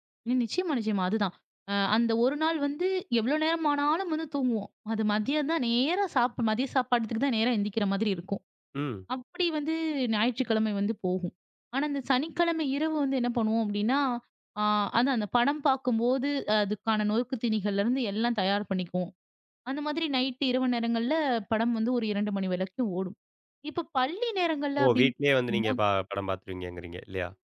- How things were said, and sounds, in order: none
- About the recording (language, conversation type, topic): Tamil, podcast, உங்கள் வீட்டில் காலை வழக்கம் எப்படி இருக்கிறது?